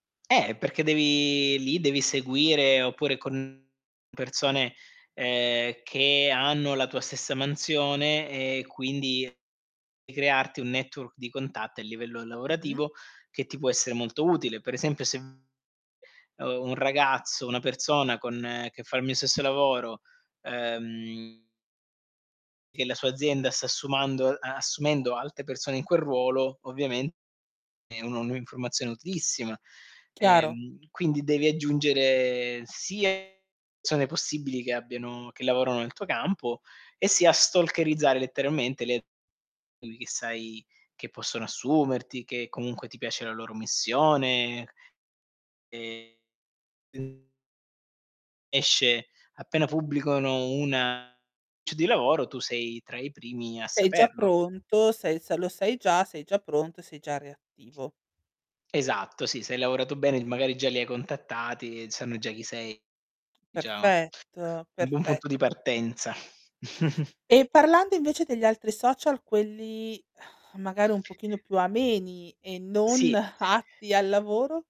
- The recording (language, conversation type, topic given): Italian, podcast, Ti capita di confrontarti con gli altri sui social?
- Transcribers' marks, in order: distorted speech; in English: "network"; drawn out: "ehm"; other noise; drawn out: "Ehm"; unintelligible speech; other background noise; chuckle